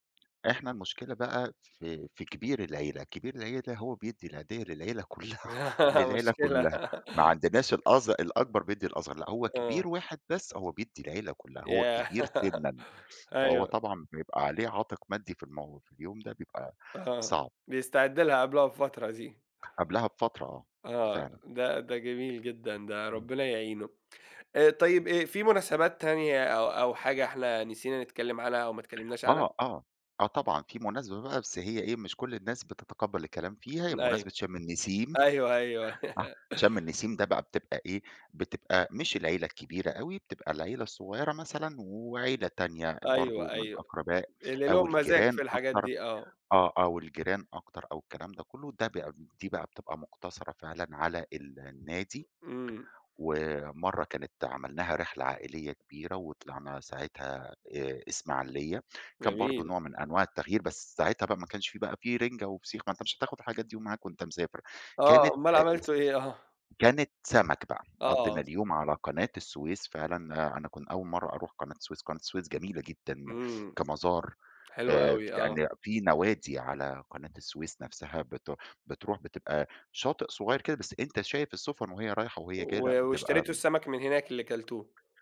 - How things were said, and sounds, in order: tapping; laughing while speaking: "كُلّها"; laugh; laughing while speaking: "مشكلة"; laughing while speaking: "ياه!"; laugh; other noise; chuckle; laugh; other background noise; unintelligible speech; unintelligible speech
- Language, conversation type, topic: Arabic, podcast, إزاي بتحتفلوا بالمناسبات التقليدية عندكم؟